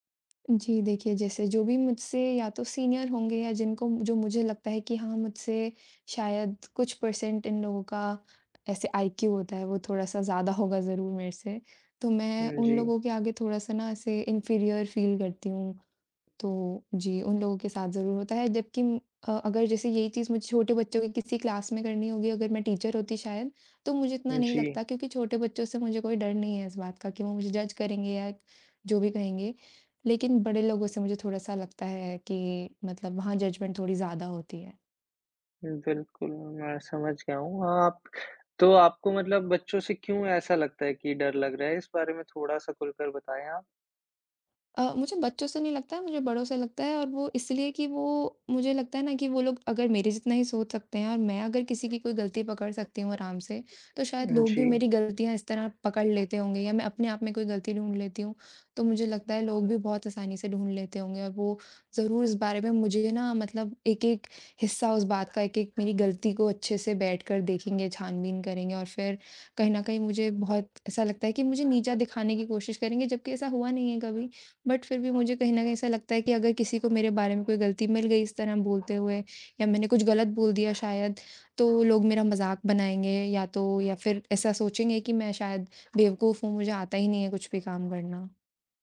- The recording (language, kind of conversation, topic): Hindi, advice, सार्वजनिक रूप से बोलने का भय
- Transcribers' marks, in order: in English: "सीनियर"; in English: "परसेंट"; in English: "इन्फीरियर फ़ील"; in English: "टीचर"; in English: "जज"; in English: "जजमेंट"; in English: "बट"